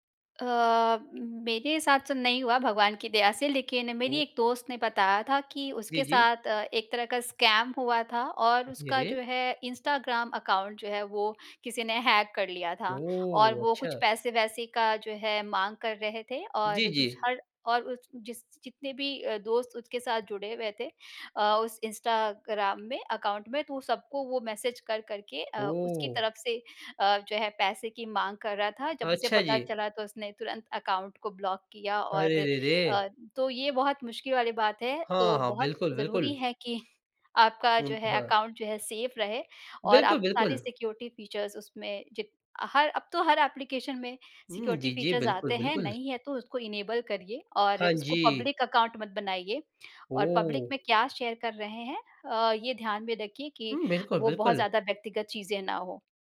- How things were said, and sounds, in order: in English: "स्कैम"; in English: "हैक"; surprised: "ओह!"; in English: "ब्लॉक"; in English: "सेफ"; in English: "सिक्योरिटी फीचर्स"; in English: "सिक्योरिटी फीचर्स"; in English: "इनेबल"; in English: "शेयर"
- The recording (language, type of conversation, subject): Hindi, podcast, सोशल मीडिया का आपके रोज़मर्रा के जीवन पर क्या असर पड़ता है?